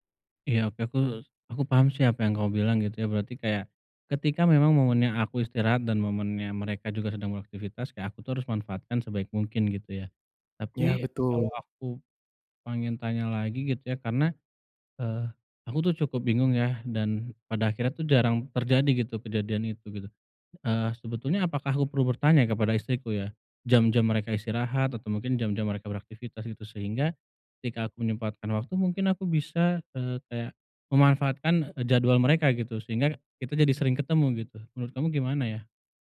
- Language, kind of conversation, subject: Indonesian, advice, Bagaimana cara memprioritaskan waktu keluarga dibanding tuntutan pekerjaan?
- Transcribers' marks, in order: other background noise